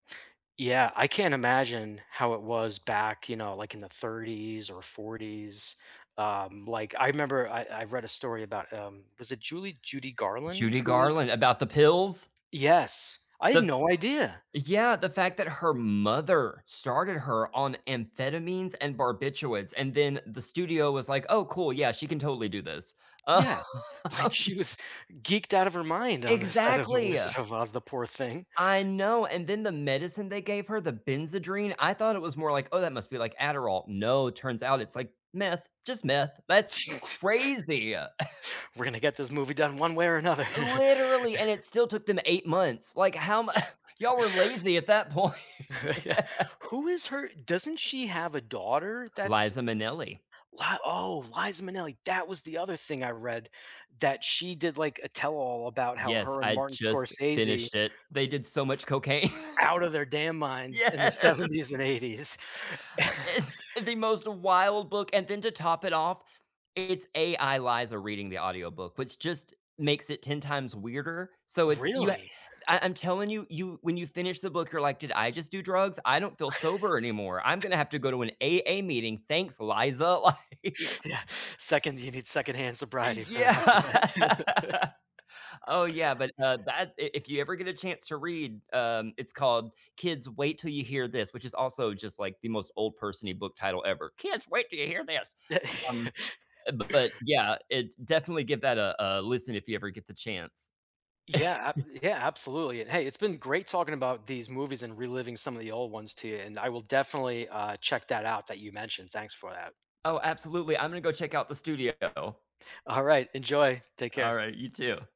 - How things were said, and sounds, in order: tapping; stressed: "mother"; laughing while speaking: "like"; laughing while speaking: "Um"; laughing while speaking: "the set of The Wizard of Oz"; chuckle; stressed: "crazy!"; scoff; stressed: "literally"; chuckle; scoff; chuckle; laughing while speaking: "Yeah"; laughing while speaking: "point"; laugh; stressed: "that"; laughing while speaking: "cocaine. Yes"; laugh; laughing while speaking: "seventies and eighties"; laughing while speaking: "It's"; chuckle; chuckle; laughing while speaking: "like"; laughing while speaking: "yeah"; laughing while speaking: "after that"; chuckle; put-on voice: "Kids, wait 'till you hear this"; laugh; other background noise; chuckle
- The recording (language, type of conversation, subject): English, unstructured, Which comfort movies do you rewatch when life feels overwhelming, and what about them brings you peace?
- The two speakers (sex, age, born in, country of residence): male, 35-39, United States, United States; male, 40-44, United States, United States